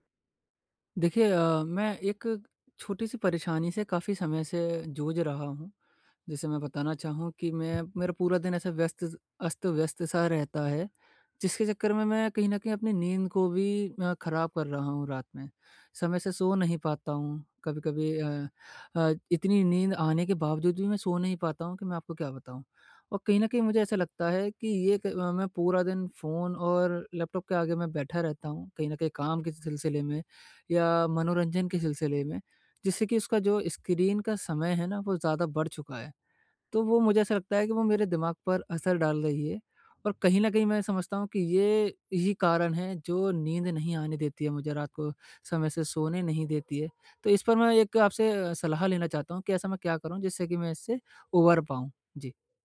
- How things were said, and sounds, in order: none
- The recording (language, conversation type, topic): Hindi, advice, शाम को नींद बेहतर करने के लिए फोन और अन्य स्क्रीन का उपयोग कैसे कम करूँ?